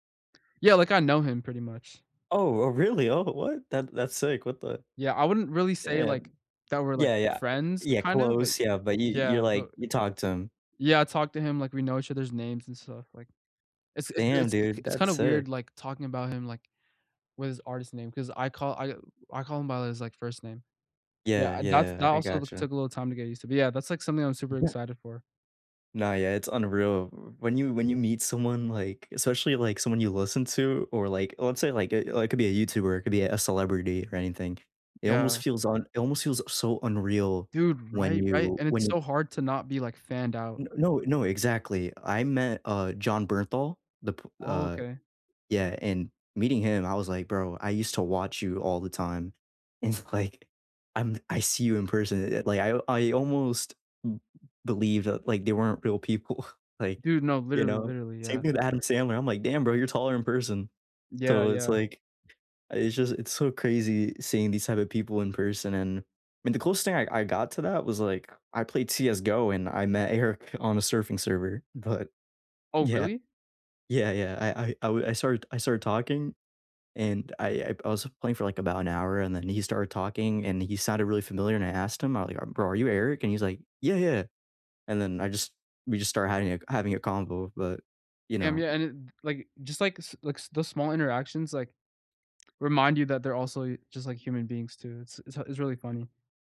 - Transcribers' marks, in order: other background noise; chuckle; laughing while speaking: "It's like"; laughing while speaking: "people"; tapping; laughing while speaking: "Eric"; laughing while speaking: "but yeah. Yeah, yeah"; "hiding" said as "hadding"
- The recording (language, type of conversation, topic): English, unstructured, What helps you unplug and truly rest, and how can we support each other as we recharge?
- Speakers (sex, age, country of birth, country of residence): male, 18-19, United States, United States; male, 20-24, United States, United States